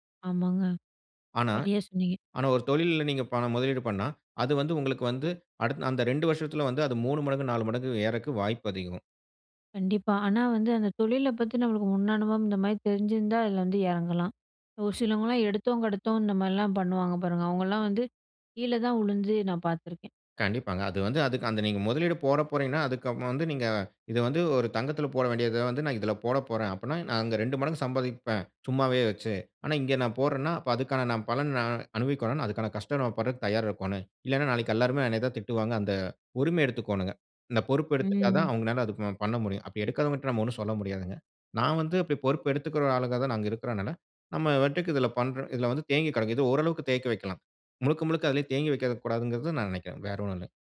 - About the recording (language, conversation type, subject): Tamil, podcast, மாற்றம் நடந்த காலத்தில் உங்கள் பணவரவு-செலவுகளை எப்படிச் சரிபார்த்து திட்டமிட்டீர்கள்?
- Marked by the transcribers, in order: other background noise; "வாட்டக்கு" said as "வட்டக்கு"; "தேக்கி" said as "தேக்க"